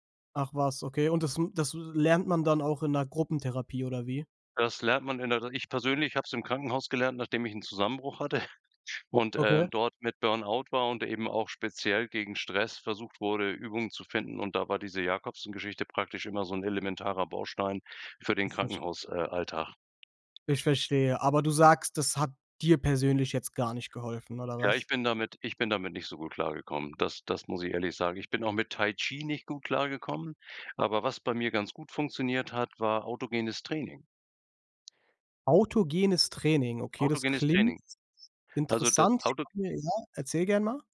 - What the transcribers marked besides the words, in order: laughing while speaking: "hatte"; unintelligible speech; unintelligible speech
- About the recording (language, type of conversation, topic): German, podcast, Wie gehst du mit Stress im Alltag um?